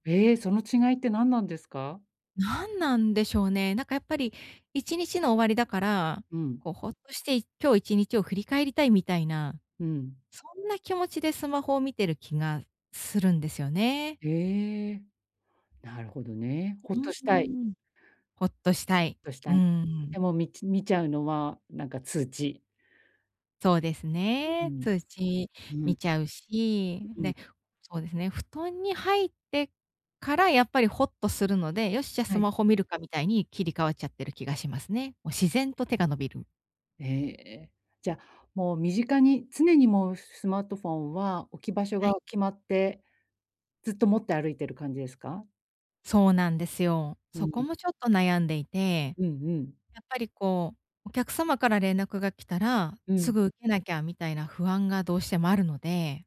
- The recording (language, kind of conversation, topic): Japanese, advice, 就寝前に何をすると、朝すっきり起きられますか？
- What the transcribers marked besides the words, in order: other background noise